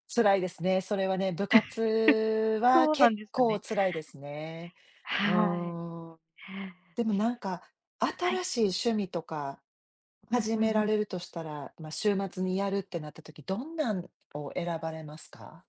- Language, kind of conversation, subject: Japanese, unstructured, 週末の過ごし方で一番好きなことは何ですか？
- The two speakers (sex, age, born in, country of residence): female, 30-34, Japan, United States; female, 50-54, Japan, United States
- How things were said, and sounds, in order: laugh